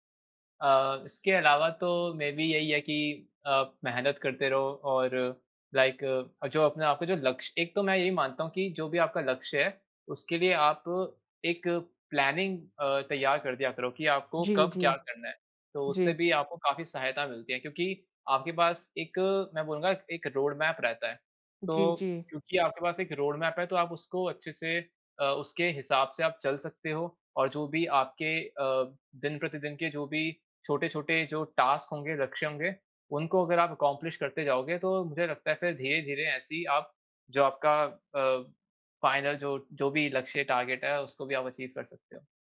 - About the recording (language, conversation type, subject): Hindi, unstructured, आत्म-सुधार के लिए आप कौन-सी नई आदतें अपनाना चाहेंगे?
- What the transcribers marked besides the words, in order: in English: "मेबी"; in English: "लाइक"; in English: "प्लानिंग"; in English: "रोडमैप"; in English: "रोडमैप"; in English: "टास्क"; in English: "अकम्प्लिश"; in English: "फ़ाइनल"; in English: "टारगेट"; in English: "अचीव"